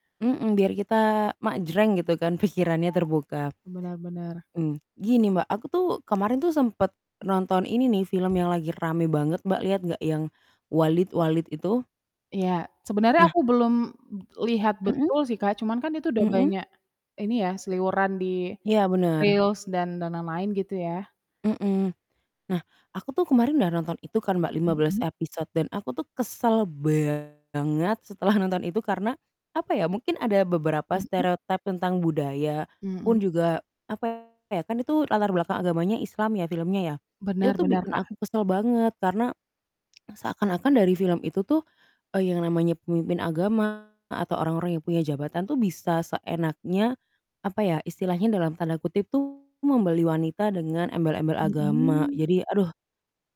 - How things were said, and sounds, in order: laughing while speaking: "pikirannya"; distorted speech; other background noise; in English: "reels"; stressed: "banget"; laughing while speaking: "setelah"
- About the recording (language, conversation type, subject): Indonesian, unstructured, Apa yang paling membuatmu kesal tentang stereotip budaya atau agama?